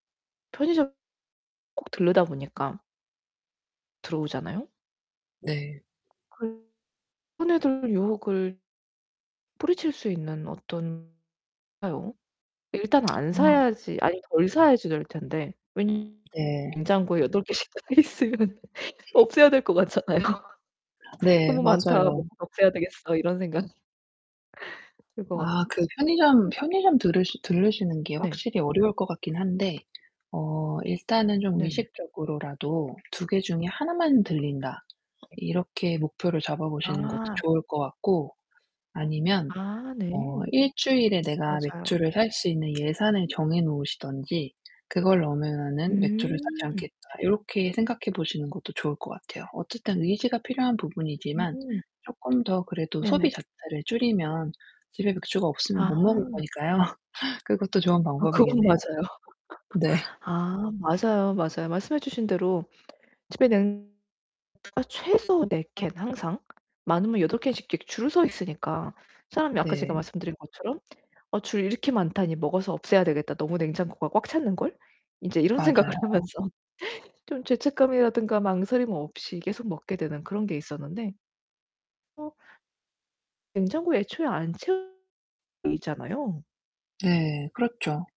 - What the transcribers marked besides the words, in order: distorted speech; other background noise; unintelligible speech; tapping; unintelligible speech; laughing while speaking: "여덟 개씩 들어가 있으면 없애야 될 것 같잖아요"; laughing while speaking: "생각"; unintelligible speech; unintelligible speech; laughing while speaking: "거니까요"; laugh; laughing while speaking: "네"; unintelligible speech; laughing while speaking: "생각을 하면서"
- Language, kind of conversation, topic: Korean, advice, 유혹이 올 때 어떻게 하면 잘 이겨낼 수 있을까요?